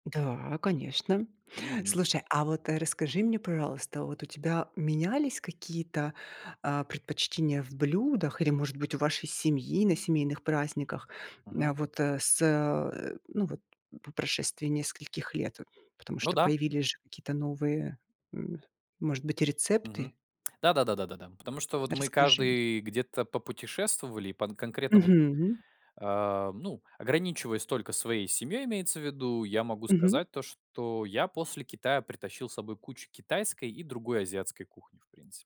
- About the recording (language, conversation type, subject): Russian, podcast, Какие блюда в вашей семье связаны с праздниками и обычаями?
- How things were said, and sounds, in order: tapping